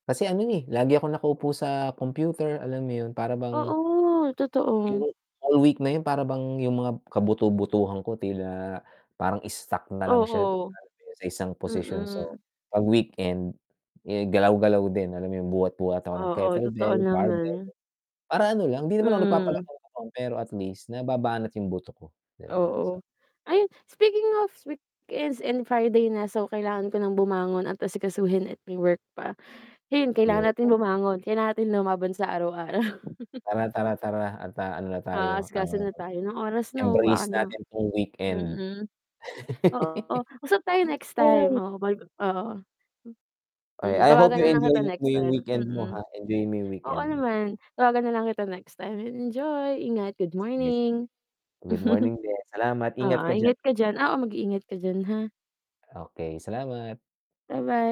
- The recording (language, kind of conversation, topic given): Filipino, unstructured, Ano ang paborito mong gawin tuwing katapusan ng linggo?
- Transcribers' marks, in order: static; drawn out: "Oo"; other background noise; background speech; distorted speech; sigh; laugh; laugh; chuckle